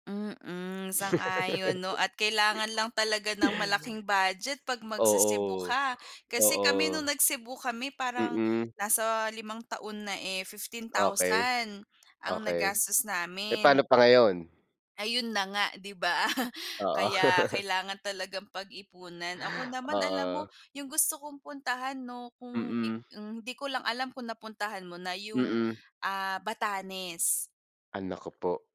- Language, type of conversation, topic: Filipino, unstructured, Ano ang pinakamatinding tanawin na nakita mo habang naglalakbay?
- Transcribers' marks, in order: laugh; dog barking; laugh